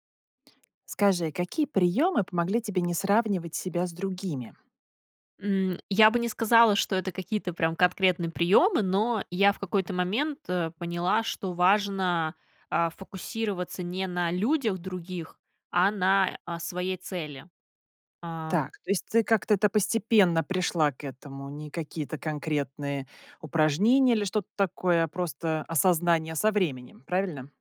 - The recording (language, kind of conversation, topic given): Russian, podcast, Какие приёмы помогли тебе не сравнивать себя с другими?
- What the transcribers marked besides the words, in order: none